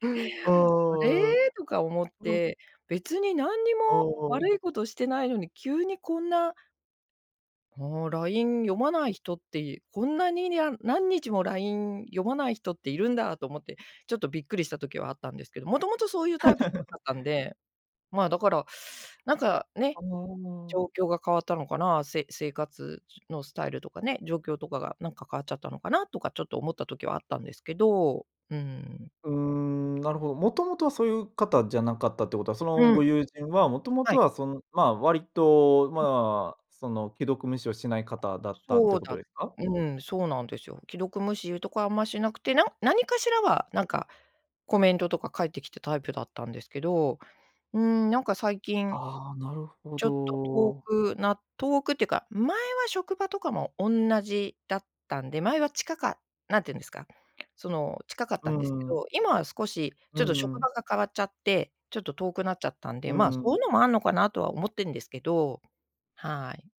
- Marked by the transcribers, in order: chuckle; tapping
- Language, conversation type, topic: Japanese, advice, 既読無視された相手にもう一度連絡すべきか迷っていますか？